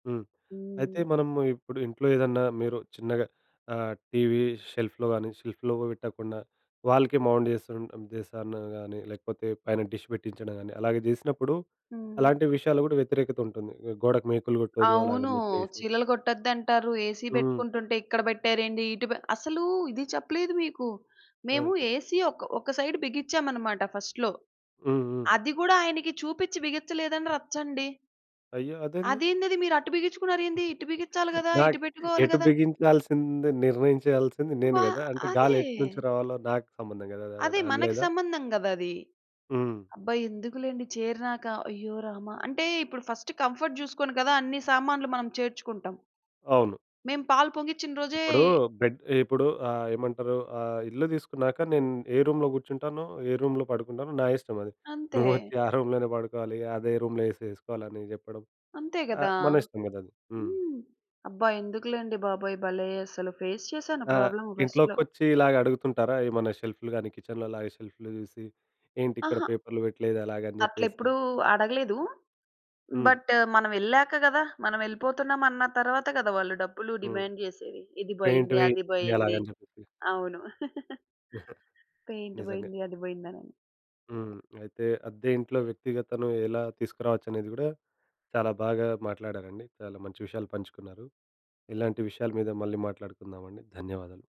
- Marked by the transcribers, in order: in English: "షెల్ఫ్‌లో"; in English: "షెల్ఫ్‌లో"; in English: "వాల్‌కే"; in English: "డిష్"; tapping; in English: "ఏసీ"; in English: "ఏసీ"; in English: "సైడ్"; in English: "ఫస్ట్‌లో"; chuckle; in English: "ఫస్ట్ కంఫర్ట్"; in English: "బెడ్"; in English: "రూమ్‌లో"; in English: "రూమ్‌లో"; in English: "రూమ్‌లోనే"; in English: "రూమ్‌లో ఏసి"; in English: "ఫేస్"; in English: "ప్రాబ్లమ్ ఫస్ట్‌లో!"; in English: "బట్"; in English: "డిమాండ్"; in English: "పెయింట్"; giggle; in English: "పెయింట్"
- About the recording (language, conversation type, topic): Telugu, podcast, అద్దె ఇంటికి మీ వ్యక్తిగత ముద్రను సహజంగా ఎలా తీసుకురావచ్చు?